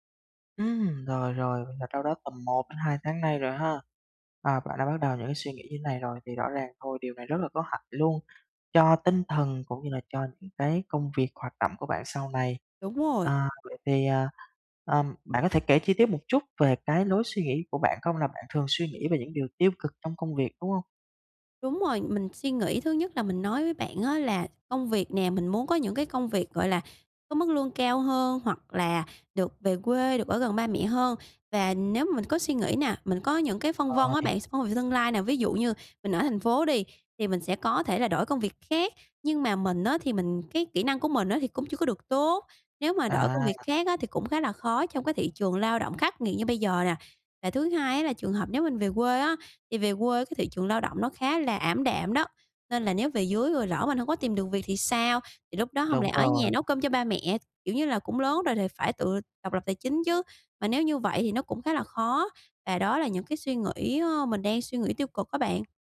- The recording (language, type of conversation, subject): Vietnamese, advice, Làm sao để tôi bớt suy nghĩ tiêu cực về tương lai?
- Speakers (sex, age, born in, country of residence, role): female, 25-29, Vietnam, Vietnam, user; male, 20-24, Vietnam, Vietnam, advisor
- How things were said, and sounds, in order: tapping; unintelligible speech